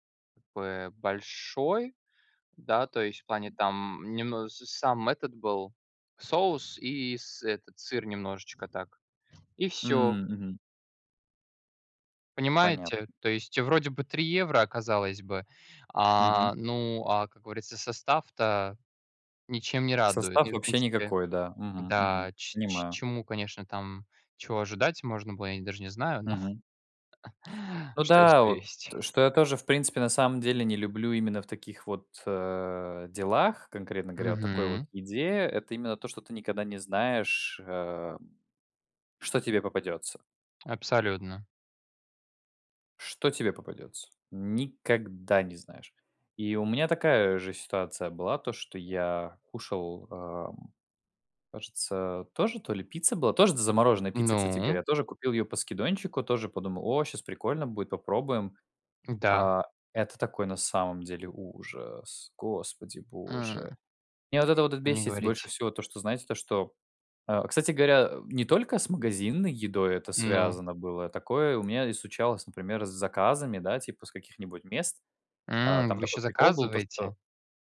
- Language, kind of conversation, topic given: Russian, unstructured, Что вас больше всего раздражает в готовых блюдах из магазина?
- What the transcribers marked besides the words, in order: other background noise; tapping; chuckle